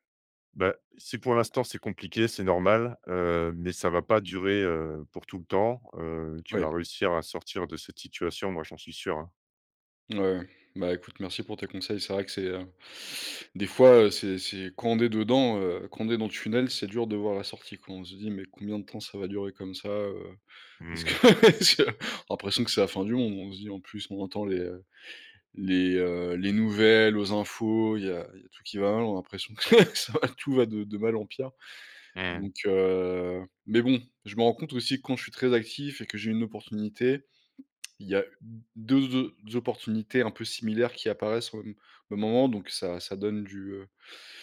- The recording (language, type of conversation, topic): French, advice, Comment as-tu vécu la perte de ton emploi et comment cherches-tu une nouvelle direction professionnelle ?
- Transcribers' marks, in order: inhale; laugh; laughing while speaking: "je"; laughing while speaking: "l'impression que ça va, tout va"; chuckle; tapping